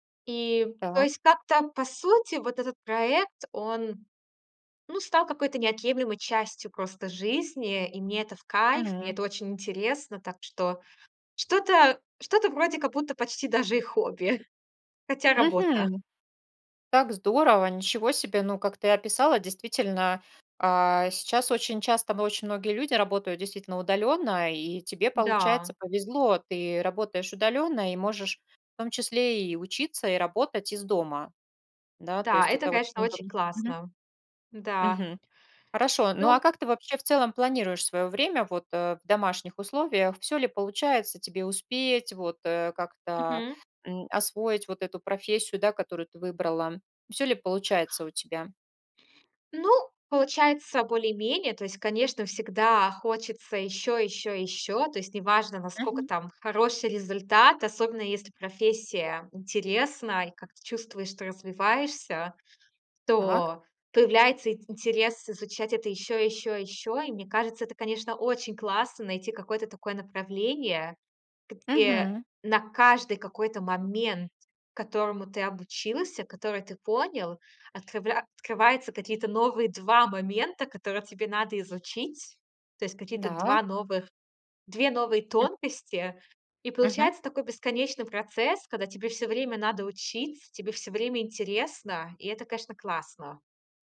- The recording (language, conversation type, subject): Russian, podcast, Расскажи о случае, когда тебе пришлось заново учиться чему‑то?
- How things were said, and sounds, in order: other background noise; other noise